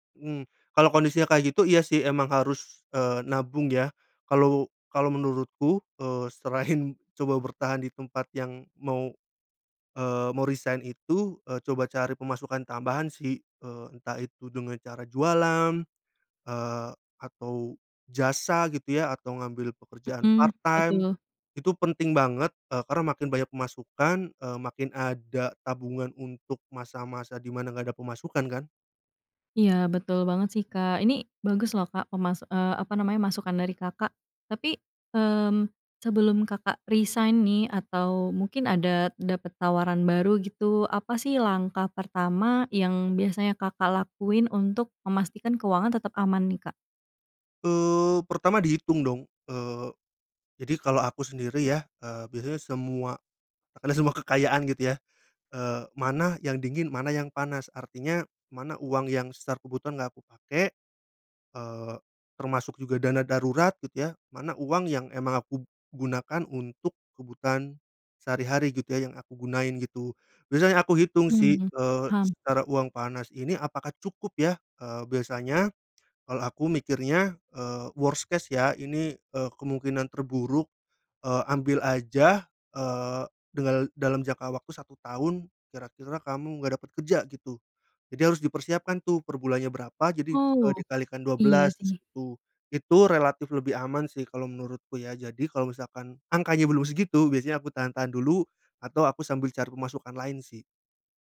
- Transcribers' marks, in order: laughing while speaking: "selain"; in English: "part time"; other background noise; in English: "worst case"
- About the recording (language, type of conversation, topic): Indonesian, podcast, Bagaimana kamu mengatur keuangan saat mengalami transisi kerja?